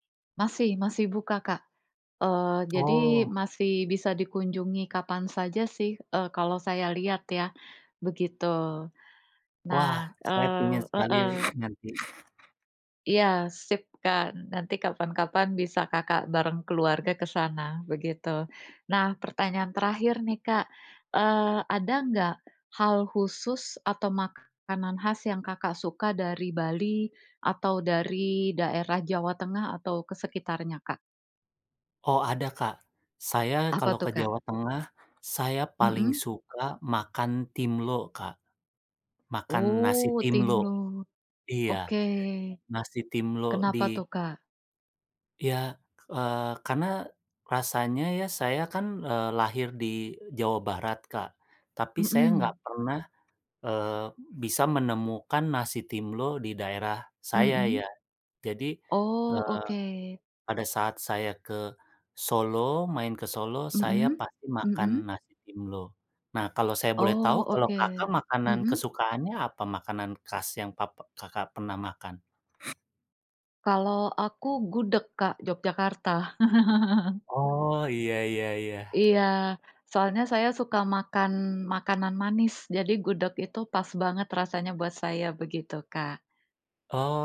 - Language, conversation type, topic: Indonesian, unstructured, Apa destinasi liburan favoritmu, dan mengapa kamu menyukainya?
- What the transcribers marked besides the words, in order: other background noise; tapping; chuckle